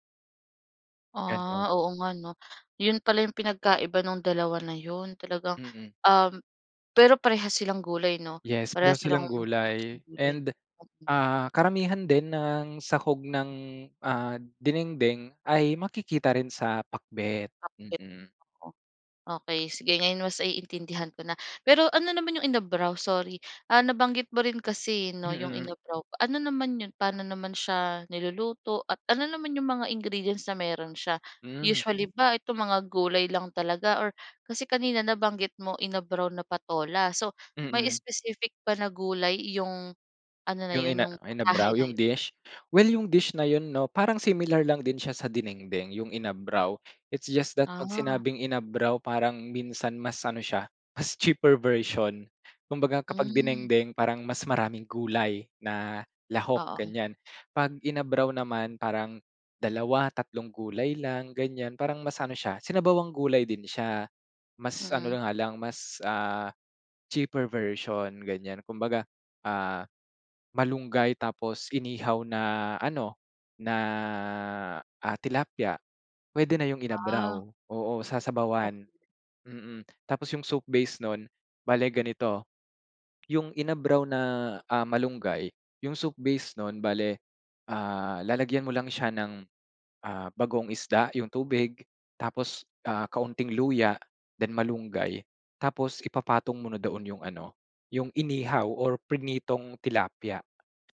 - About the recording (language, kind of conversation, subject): Filipino, podcast, Paano nakaapekto ang pagkain sa pagkakakilanlan mo?
- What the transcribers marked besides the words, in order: tapping; in English: "It's just that"; in English: "cheaper version"; laughing while speaking: "cheaper version"; in English: "cheaper version"; in English: "soup base"; in English: "soup base"